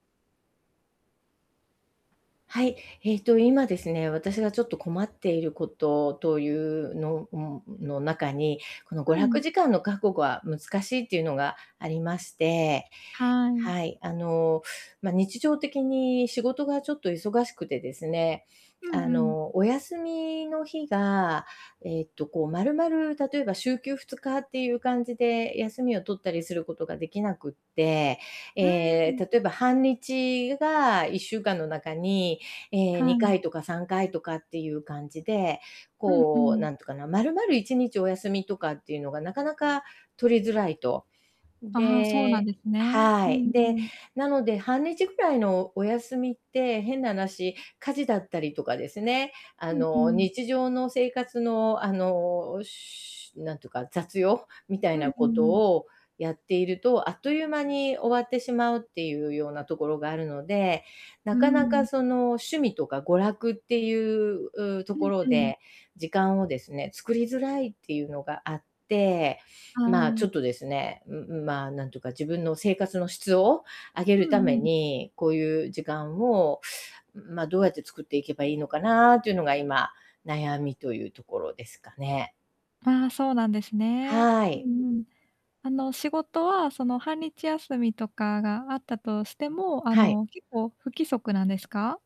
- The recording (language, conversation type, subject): Japanese, advice, 日常の忙しさの中で、娯楽の時間をどうすれば確保できますか？
- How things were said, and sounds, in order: other background noise; tapping